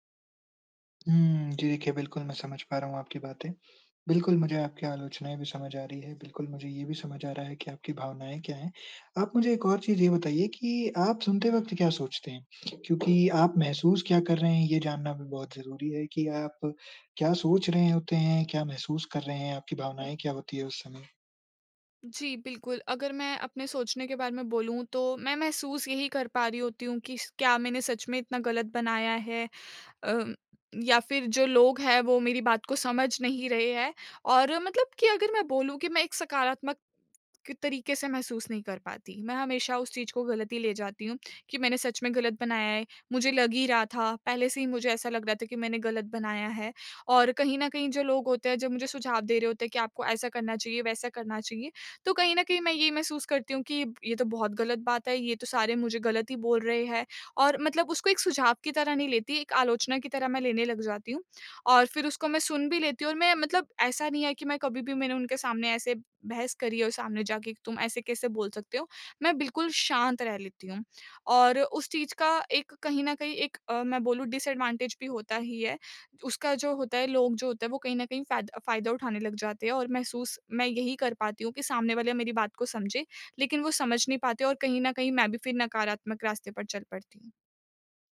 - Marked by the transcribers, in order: other background noise; in English: "डिसएडवांटेज"
- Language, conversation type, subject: Hindi, advice, मैं शांत रहकर आलोचना कैसे सुनूँ और बचाव करने से कैसे बचूँ?